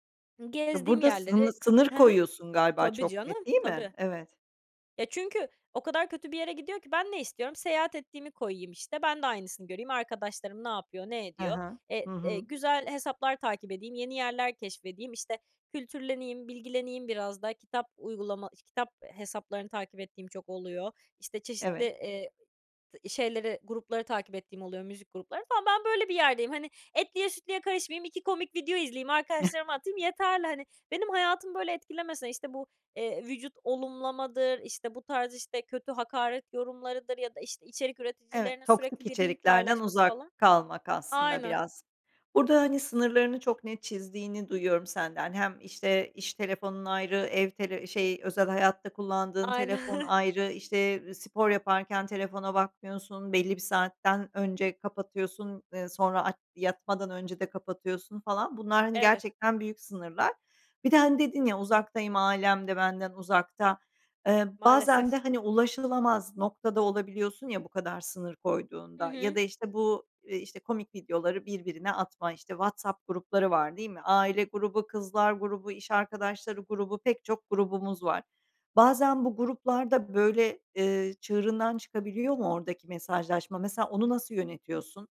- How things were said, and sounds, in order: other noise; chuckle; other background noise; laughing while speaking: "Aynen"
- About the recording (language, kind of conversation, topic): Turkish, podcast, İş ve özel hayatını çevrimiçi ortamda nasıl ayırıyorsun?